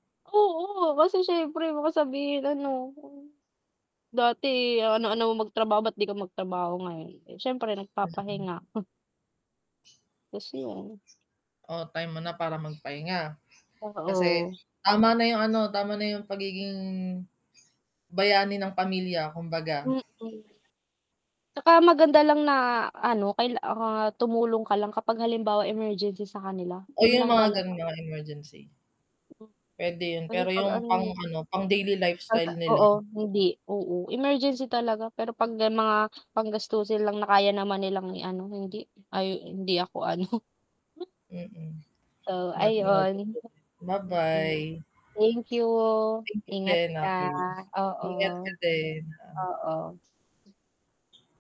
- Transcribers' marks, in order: static; other animal sound; laughing while speaking: "ano"; unintelligible speech; distorted speech; unintelligible speech
- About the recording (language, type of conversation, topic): Filipino, unstructured, Paano ka magpapasya sa pagitan ng pagtulong sa pamilya at pagtupad sa sarili mong pangarap?